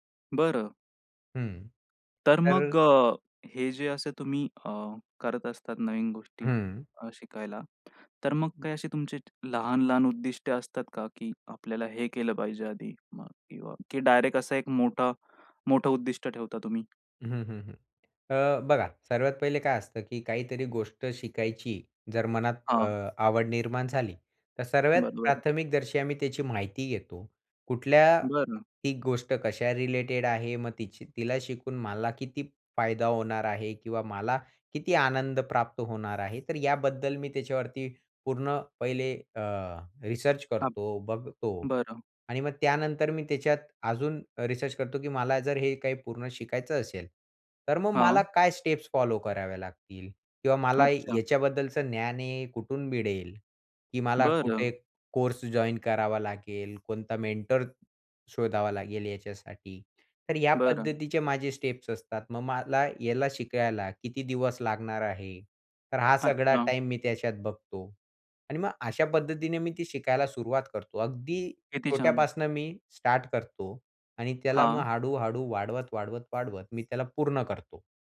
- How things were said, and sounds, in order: tapping; other background noise; in English: "स्टेप्स"; in English: "जॉइन"; in English: "मेंटर"; in English: "स्टेप्स"
- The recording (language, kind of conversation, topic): Marathi, podcast, स्वतःहून काहीतरी शिकायला सुरुवात कशी करावी?